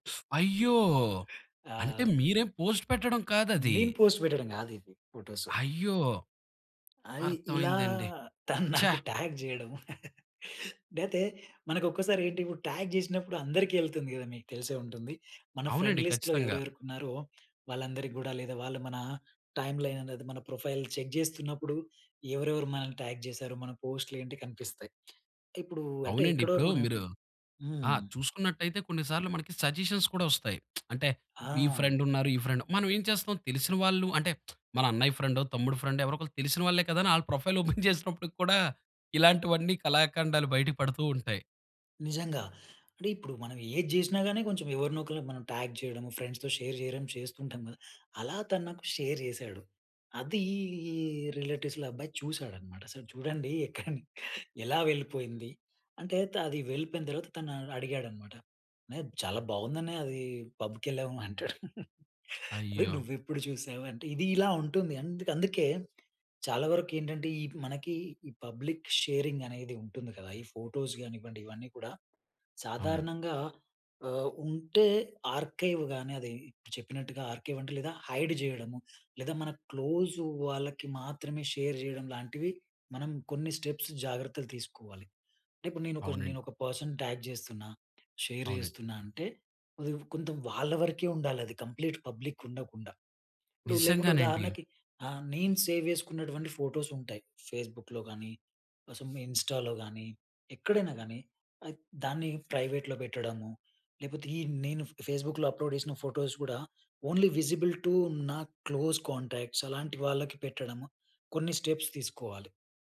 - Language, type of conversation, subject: Telugu, podcast, పాత పోస్టులను తొలగించాలా లేదా దాచివేయాలా అనే విషయంలో మీ అభిప్రాయం ఏమిటి?
- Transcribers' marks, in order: other background noise; other noise; in English: "పోస్ట్"; in English: "పోస్ట్"; laughing while speaking: "తను నాకు ట్యాగ్ చేయడం"; in English: "ట్యాగ్"; in English: "ట్యాగ్"; in English: "ఫ్రెండ్‌లిస్ట్‌లో"; in English: "టైమ్‌లైన్"; in English: "ప్రొఫైల్ చెక్"; in English: "ట్యాగ్"; in English: "సజెషన్స్"; lip smack; in English: "ఫ్రెండ్"; in English: "ఫ్రెండ్"; lip smack; laughing while speaking: "ప్రొఫైల్ ఓపెన్ చేసినప్పుడు"; in English: "ప్రొఫైల్ ఓపెన్"; in English: "ట్యాగ్"; in English: "ఫ్రెండ్స్‌తో షేర్"; in English: "షేర్"; in English: "రిలేటివ్స్‌ల"; chuckle; chuckle; in English: "పబ్లిక్ షేరింగ్"; in English: "ఫోటోస్"; in English: "ఆర్కైవ్"; in English: "ఆర్కైవ్"; in English: "హైడ్"; in English: "షేర్"; in English: "స్టెప్స్"; in English: "పర్సన్ ట్యాగ్"; in English: "షేర్"; "కొంచెం" said as "కొంతం"; in English: "కంప్లీట్ పబ్లిక్"; stressed: "నిజంగానండి"; in English: "సేవ్"; in English: "ఫోటోస్"; in English: "ఫేస్‌బుక్‌లో"; in English: "సం ఇన్‌స్టా‌లో"; in English: "ప్రైవేట్‌లో"; in English: "ఫ్ ఫేస్‌బుక్‌లో అప్‌లోడ్"; in English: "ఫోటోస్"; in English: "ఓన్లీ విజిబుల్ టు"; in English: "క్లోజ్ కాంటాక్ట్స్"; in English: "స్టెప్స్"